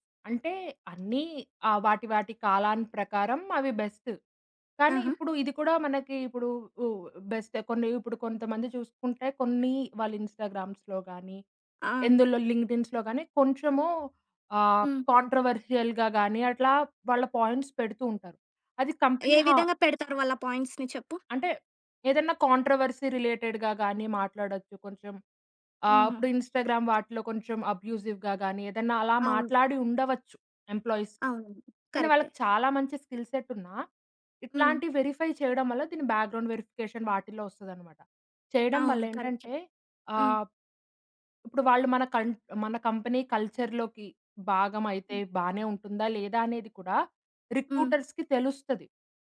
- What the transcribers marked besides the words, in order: in English: "ఇన్‌స్టాగ్రామ్స్‌లో"; in English: "లింక్డిన్స్‌లో"; in English: "కాంట్రోవర్షియల్‌గా"; in English: "పాయింట్స్"; in English: "కంపెనీ"; other background noise; in English: "పాయింట్స్‌ని"; in English: "కాంట్రోవర్సీ రిలేటెడ్‌గా"; in English: "ఇన్‌స్టాగ్రామ్"; in English: "అబ్యూసివ్‌గా"; in English: "ఎంప్లాయీస్"; in English: "స్కిల్ సెట్"; in English: "వెరిఫై"; in English: "బ్యాక్‌గ్రౌండ్ వెరిఫికేషన్"; in English: "కంపెనీ కల్చర్"; in English: "రిక్రూటర్స్‌కి"
- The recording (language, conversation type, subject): Telugu, podcast, రిక్రూటర్లు ఉద్యోగాల కోసం అభ్యర్థుల సామాజిక మాధ్యమ ప్రొఫైల్‌లను పరిశీలిస్తారనే భావనపై మీ అభిప్రాయం ఏమిటి?